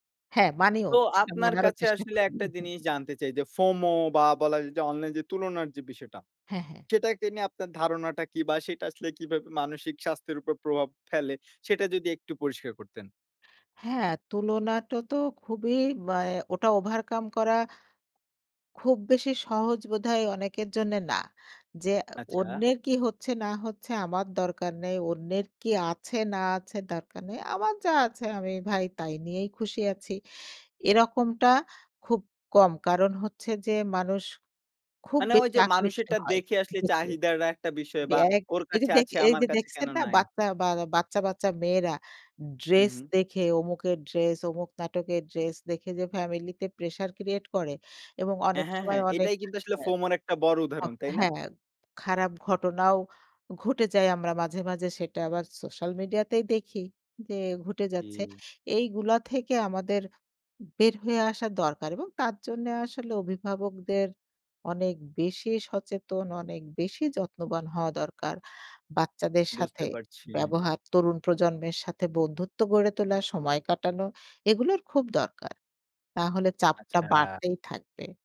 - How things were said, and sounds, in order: laughing while speaking: "করি"; chuckle; in English: "overcome"; in English: "pressure create"
- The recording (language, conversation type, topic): Bengali, podcast, সামাজিক মাধ্যম কি জীবনে ইতিবাচক পরিবর্তন আনতে সাহায্য করে, নাকি চাপ বাড়ায়?